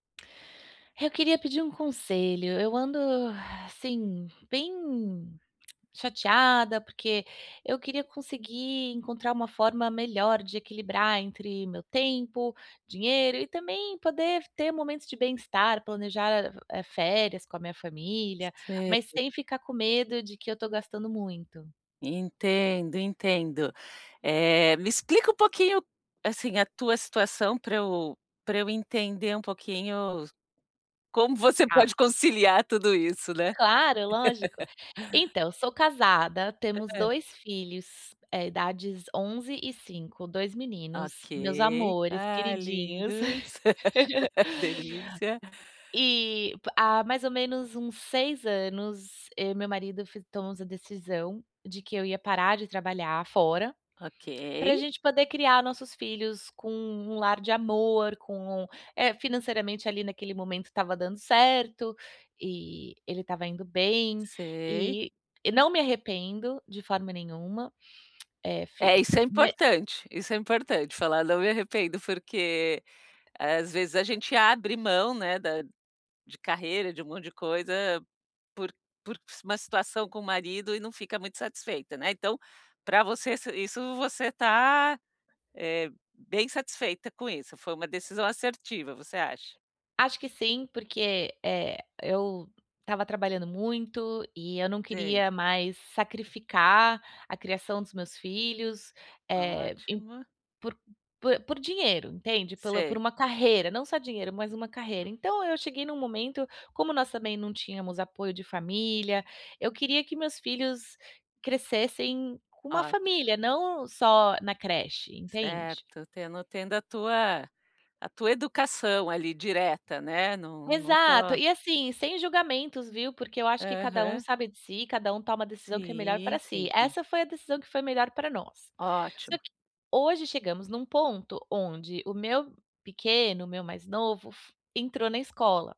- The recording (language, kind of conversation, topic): Portuguese, advice, Como posso equilibrar meu tempo, meu dinheiro e meu bem-estar sem sacrificar meu futuro?
- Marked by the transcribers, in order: exhale; tongue click; tapping; other background noise; joyful: "como você pode conciliar tudo isso, né"; laugh; laugh; tongue click